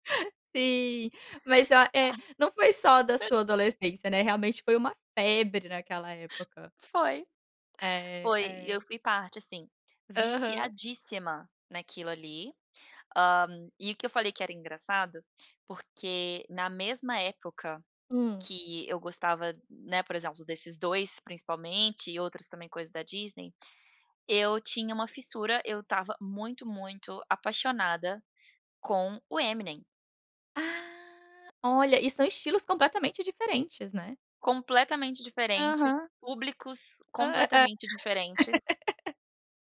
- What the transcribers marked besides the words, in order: laugh; tapping; laugh; laugh; surprised: "Ah, olha"; laugh
- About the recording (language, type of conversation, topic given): Portuguese, podcast, Qual canção te transporta imediatamente para outra época da vida?